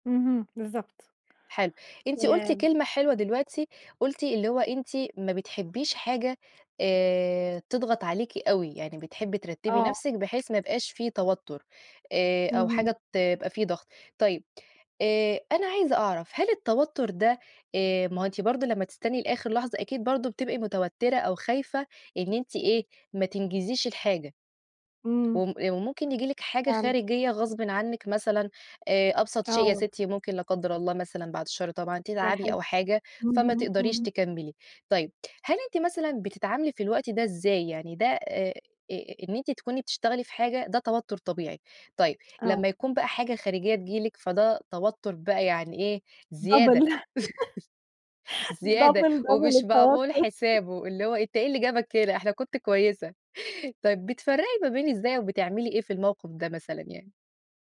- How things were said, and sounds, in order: tapping; unintelligible speech; in English: "double"; laugh; in English: "double ،double"; laugh
- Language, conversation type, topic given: Arabic, unstructured, إزاي بتتعامل مع الضغوط لما بتحس بالتوتر؟